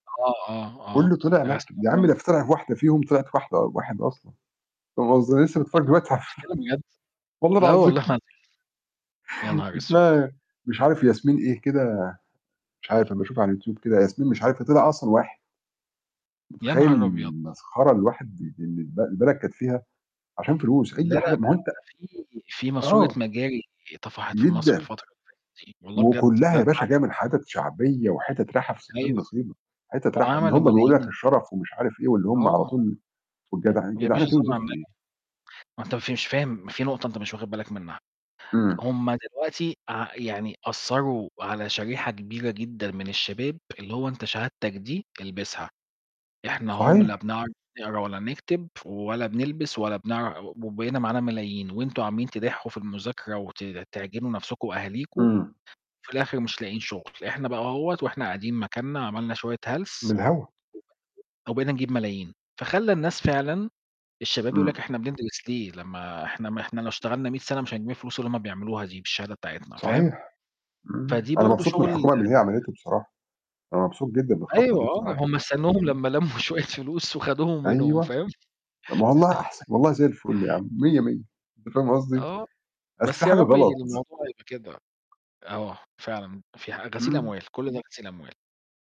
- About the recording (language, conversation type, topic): Arabic, unstructured, إيه رأيك في دور الست في المجتمع دلوقتي؟
- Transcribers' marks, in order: distorted speech; unintelligible speech; laughing while speaking: "على والله العظيم"; chuckle; tapping; unintelligible speech; unintelligible speech; other background noise; unintelligible speech; laughing while speaking: "لمّوا شوية فلوس"; laugh